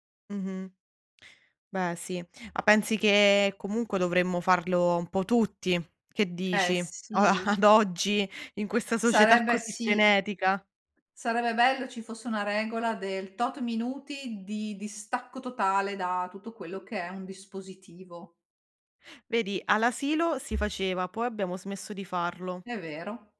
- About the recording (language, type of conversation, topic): Italian, podcast, Come fai a staccare dagli schermi la sera?
- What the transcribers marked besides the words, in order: tapping; laughing while speaking: "a"; other background noise